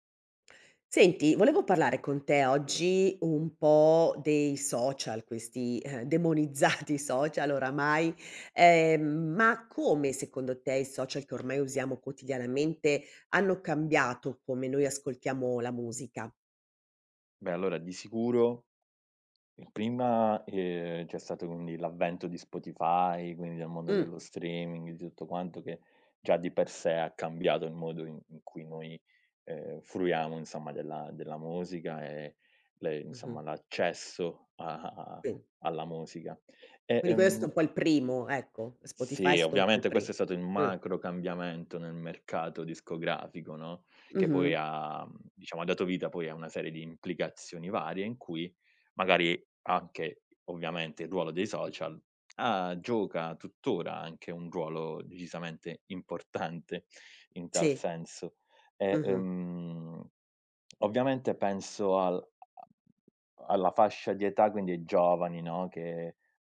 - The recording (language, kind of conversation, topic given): Italian, podcast, Come i social hanno cambiato il modo in cui ascoltiamo la musica?
- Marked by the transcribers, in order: laughing while speaking: "demonizzati"; "insomma" said as "nsomma"